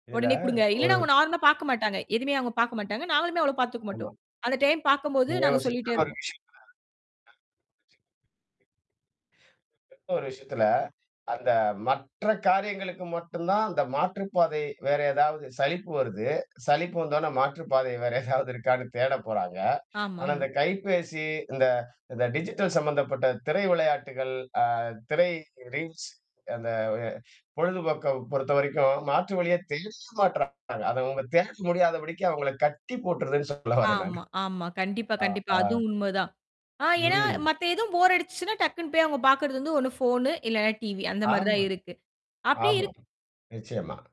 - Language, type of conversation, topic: Tamil, podcast, குழந்தைகளின் திரை நேரத்தை நீங்கள் எப்படி கட்டுப்படுத்த வேண்டும் என்று நினைக்கிறீர்கள்?
- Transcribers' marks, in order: in English: "நார்மலா"; other noise; static; unintelligible speech; other background noise; chuckle; in English: "டிஜிட்டல்"; mechanical hum; in English: "ரீல்ஸ்"; distorted speech